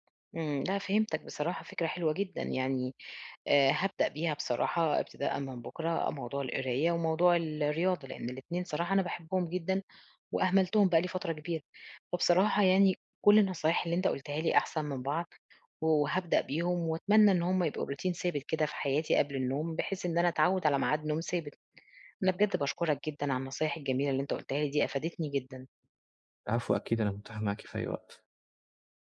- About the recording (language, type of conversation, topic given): Arabic, advice, إزاي أنظم عاداتي قبل النوم عشان يبقى عندي روتين نوم ثابت؟
- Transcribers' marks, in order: in English: "Routine"